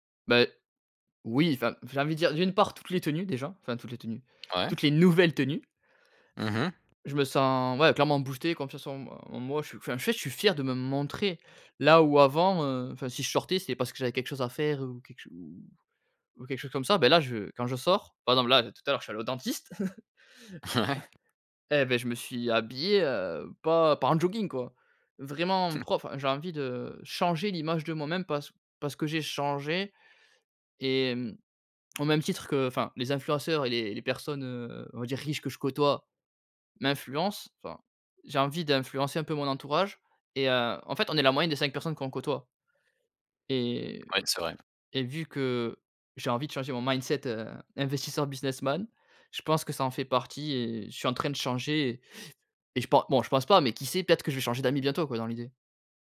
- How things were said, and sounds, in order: stressed: "nouvelles"; chuckle; chuckle; chuckle; in English: "mindset"
- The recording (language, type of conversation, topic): French, podcast, Quel rôle la confiance joue-t-elle dans ton style personnel ?